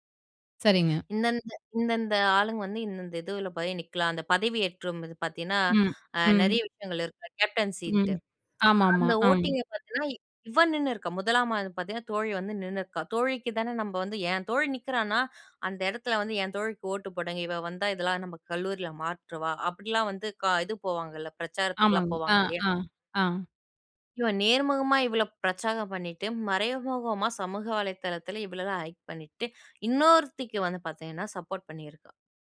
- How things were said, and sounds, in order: inhale; other noise; "முதலாமாண்டு" said as "முதலாமா"; "பிரச்சாரம்" said as "பிரச்சாகம்"; in English: "ஹயிக்"; "ஹயிட்" said as "ஹயிக்"; in English: "சப்போர்ட்"
- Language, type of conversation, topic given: Tamil, podcast, நம்பிக்கையை மீண்டும் கட்டுவது எப்படி?